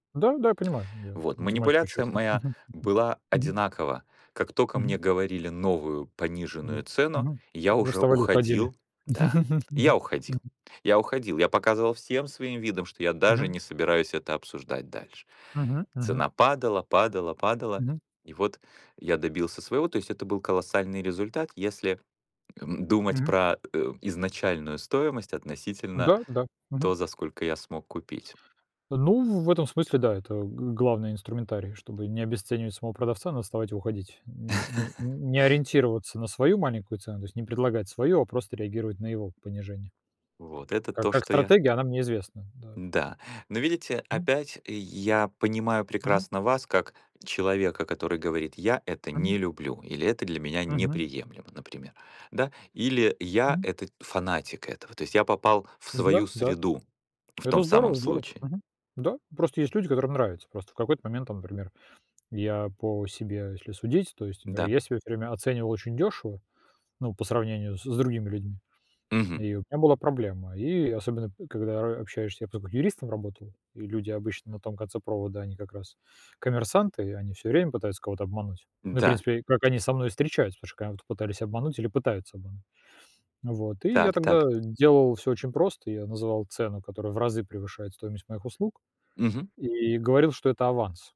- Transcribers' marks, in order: laugh; laugh; laugh; tapping
- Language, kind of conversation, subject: Russian, unstructured, Как вы обычно договариваетесь о цене при покупке?